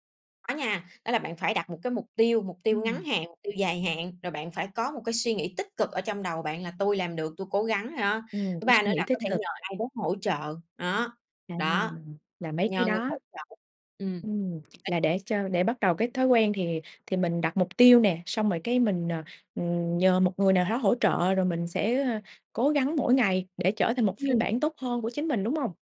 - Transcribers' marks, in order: tapping
- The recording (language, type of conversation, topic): Vietnamese, podcast, Bạn làm thế nào để duy trì thói quen lâu dài?